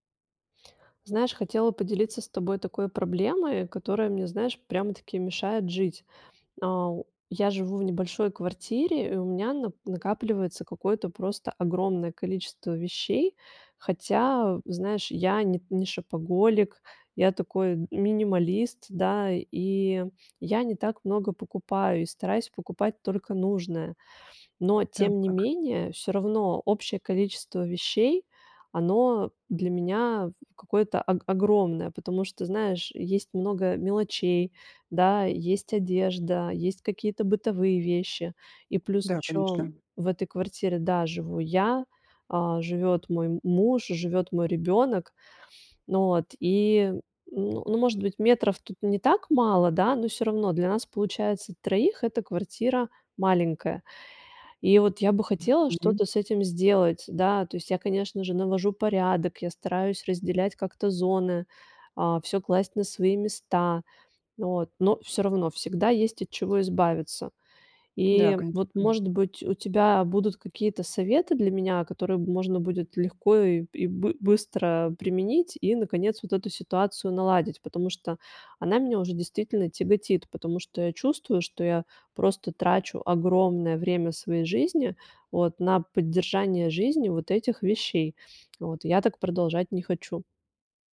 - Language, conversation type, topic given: Russian, advice, Как справиться с накоплением вещей в маленькой квартире?
- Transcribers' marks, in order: other background noise